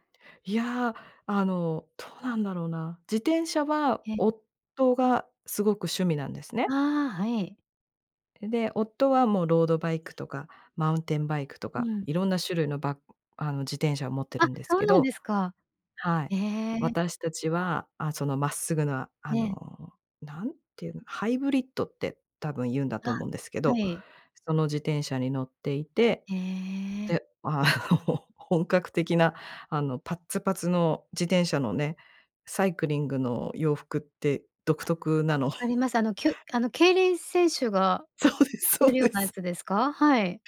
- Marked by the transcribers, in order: laughing while speaking: "あの本格的な"; chuckle; laughing while speaking: "そうです そうです"
- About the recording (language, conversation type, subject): Japanese, podcast, 週末はご家族でどんなふうに過ごすことが多いですか？